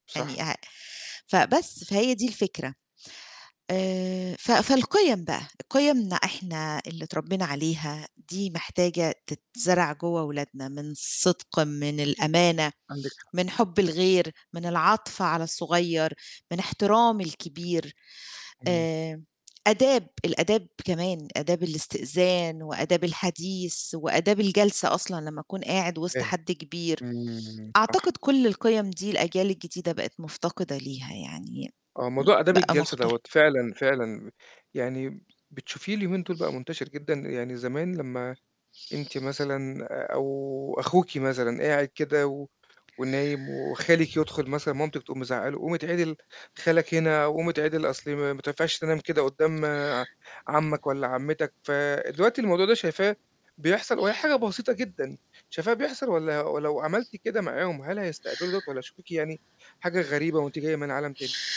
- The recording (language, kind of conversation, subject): Arabic, podcast, إيه أكتر قيمة تحب تسيبها للأجيال الجاية؟
- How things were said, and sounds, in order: distorted speech; static